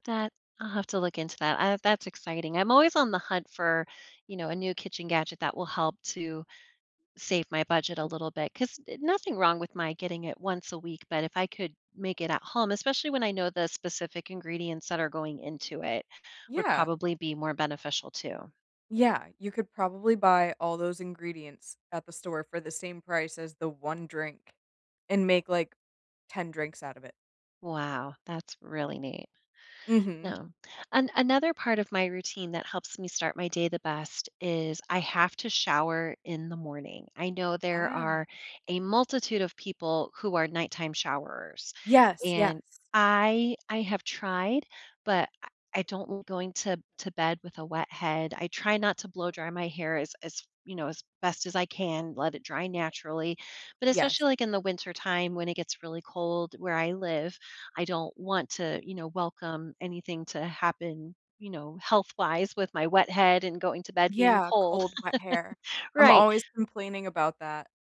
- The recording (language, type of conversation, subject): English, unstructured, What morning routine helps you start your day best?
- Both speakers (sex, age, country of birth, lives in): female, 30-34, United States, United States; female, 45-49, United States, United States
- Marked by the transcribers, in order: tapping; unintelligible speech; laugh